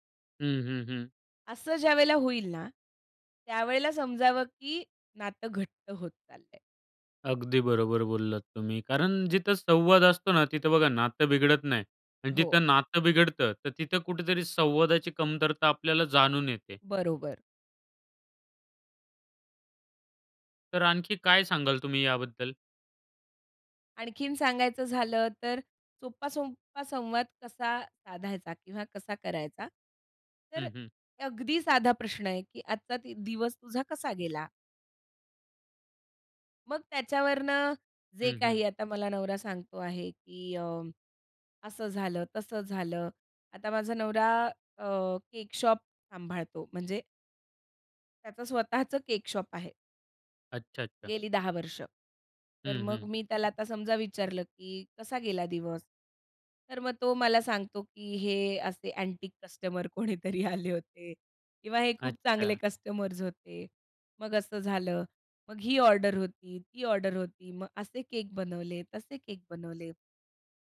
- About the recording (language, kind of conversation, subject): Marathi, podcast, साथीदाराशी संवाद सुधारण्यासाठी कोणते सोपे उपाय सुचवाल?
- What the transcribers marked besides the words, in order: "सोपा" said as "सोंपा"; in English: "शॉप"; in English: "शॉप"; in English: "अँटीक कस्टमर"; laughing while speaking: "कोणीतरी आले होते"; in English: "कस्टमर्स"